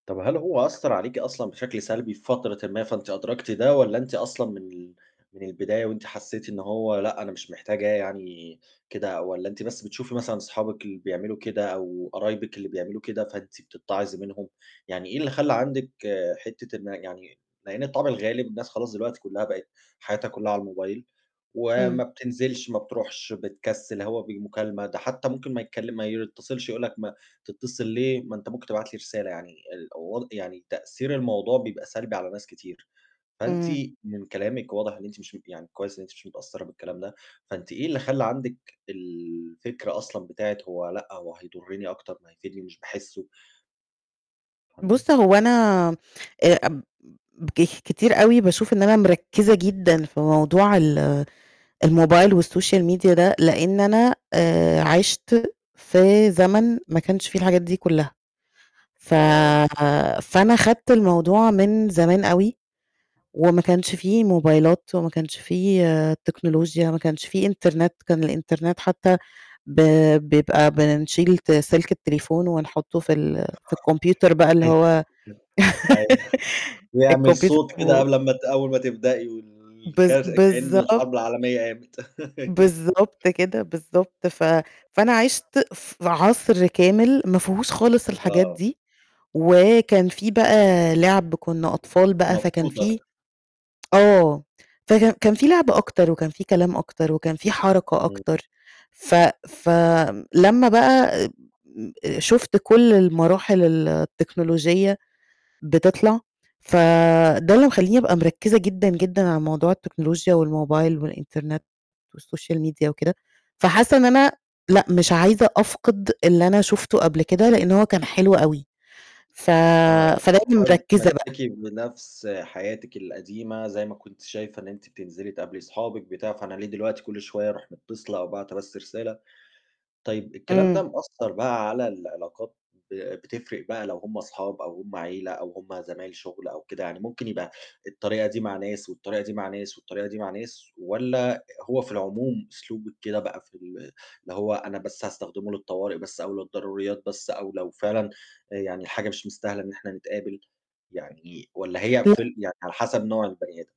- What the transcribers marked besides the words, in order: distorted speech; in English: "والsocial media"; tapping; laugh; laughing while speaking: "أيوه"; laugh; laugh; chuckle; laughing while speaking: "أيوه"; other background noise; unintelligible speech; in English: "والsocial media"
- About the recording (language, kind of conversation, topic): Arabic, podcast, بتحس إن الموبايل بيأثر على علاقاتك إزاي؟